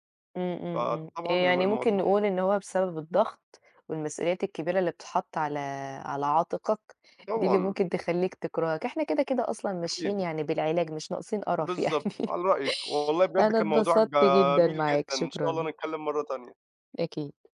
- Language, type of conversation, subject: Arabic, unstructured, هل إنت شايف إن المرتب هو أهم عامل في اختيار الوظيفة؟
- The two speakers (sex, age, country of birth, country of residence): female, 30-34, Egypt, Portugal; male, 20-24, Egypt, United States
- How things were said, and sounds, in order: laughing while speaking: "يعني"; other background noise